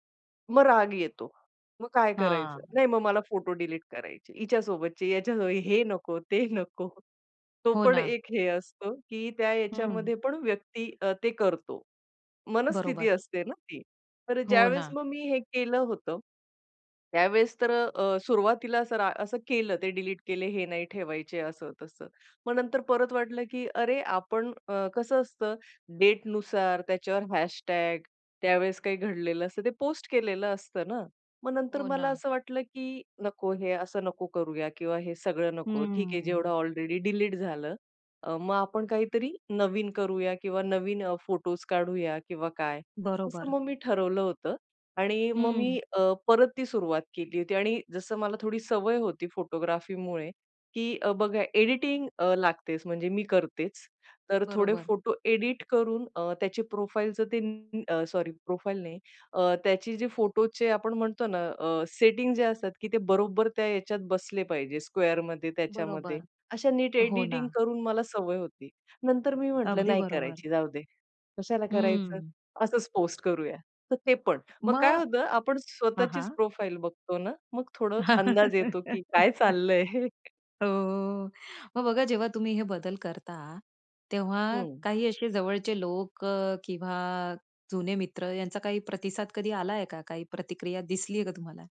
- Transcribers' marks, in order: laughing while speaking: "ते नको"; tapping; in English: "प्रोफाइल"; in English: "प्रोफाइल"; in English: "स्क्वेअरमध्ये"; in English: "प्रोफाइल"; laugh; laughing while speaking: "काय चाललंय हे"; chuckle; other background noise
- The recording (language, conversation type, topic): Marathi, podcast, तुम्हाला ऑनलाइन साचलेली ओळख बदलायची असेल तर तुम्ही सुरुवात कुठून कराल?